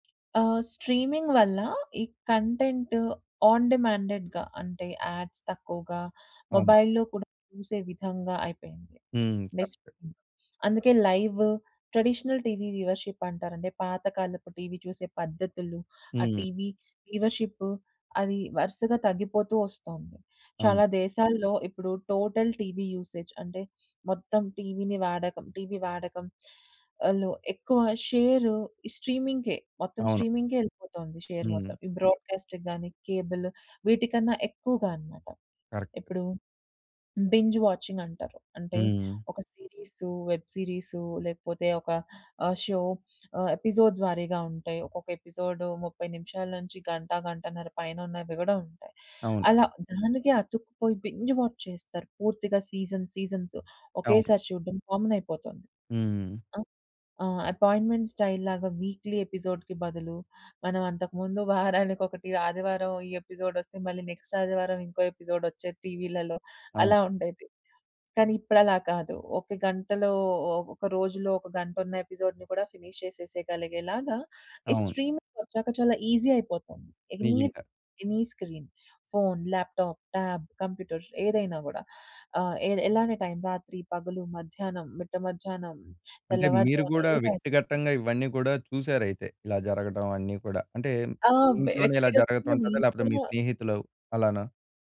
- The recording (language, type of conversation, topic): Telugu, podcast, స్ట్రీమింగ్ సేవలు వచ్చిన తర్వాత మీరు టీవీ చూసే అలవాటు ఎలా మారిందని అనుకుంటున్నారు?
- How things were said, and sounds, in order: other background noise; in English: "స్ట్రీమింగ్"; in English: "కంటెంట్ ఆన్ డిమాండెడ్‌గా"; in English: "యాడ్స్"; in English: "మొబైల్‌లో"; lip smack; in English: "బేసిక్‌గా"; in English: "లైవ్ ట్రెడిషనల్ టీవీ వ్యూవర్‌షిప్"; in English: "వ్యూవర్షిప్"; in English: "టోటల్"; in English: "యూసేజ్"; in English: "షేర్ స్ట్రీమింగ్‌కే"; in English: "స్ట్రీమింగ్‌కే"; in English: "షేర్"; in English: "బ్రోడ్‌కా‌స్ట్‌కి"; in English: "కేబుల్"; in English: "బింజ్ వాచింగ్"; in English: "కరెక్ట్"; in English: "వెబ్"; in English: "షో"; in English: "ఎపిసోడ్స్"; in English: "ఎపిసోడ్"; in English: "బింజ్ వాచ్"; in English: "సీజన్ సీజన్స్"; in English: "కామన్"; in English: "అపాయింట్మెంట్ స్టైల్‌లాగా వీక్‌లీ ఎపిసోడ్‌కీ"; giggle; in English: "ఎపిసోడ్"; in English: "నెక్స్ట్"; in English: "ఎపిసోడ్"; in English: "ఎపిసోడ్‌ని"; in English: "ఫినిష్"; in English: "స్ట్రీమింగ్"; in English: "ఈసీ"; in English: "ఎనీ ఎనీ స్క్రీన్"; in English: "టాబ్, ల్యాప్‌టాప్"